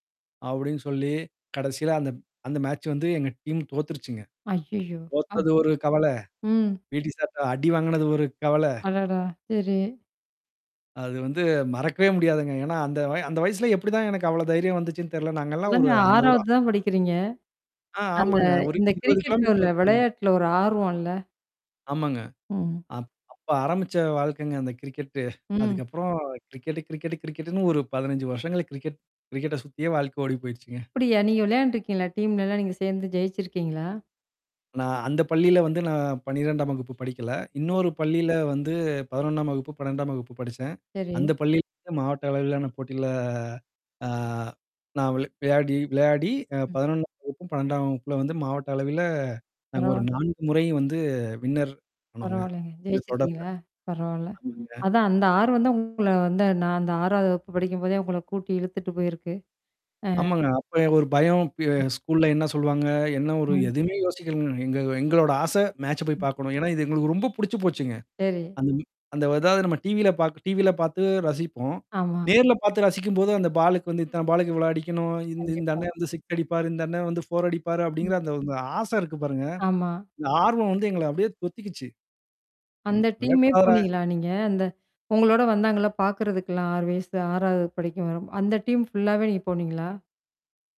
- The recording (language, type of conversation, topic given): Tamil, podcast, இன்றுவரை நீங்கள் பார்த்த மிகவும் நினைவில் நிற்கும் நேரடி அனுபவம் எது?
- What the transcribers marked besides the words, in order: static; in English: "மேட்ச்"; in English: "டீம்"; mechanical hum; distorted speech; other background noise; in English: "பீடி சார்ட"; tapping; in English: "டீம்லல்லாம்"; in English: "வின்னர்"; in English: "மேட்ச"; other noise; in English: "டீம் ஃபுல்லாவே"